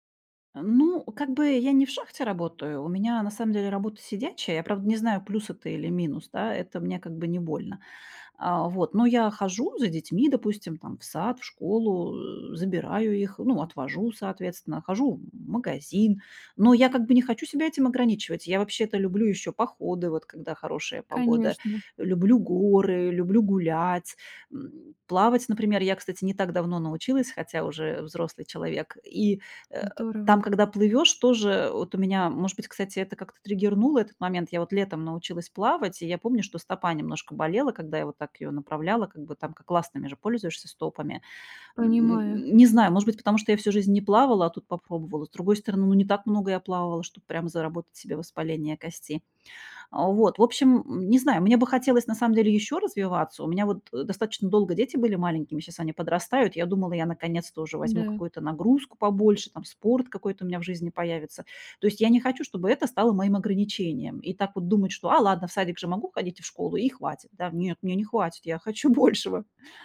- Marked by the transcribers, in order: tapping; laughing while speaking: "большего"
- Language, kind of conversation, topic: Russian, advice, Как внезапная болезнь или травма повлияла на ваши возможности?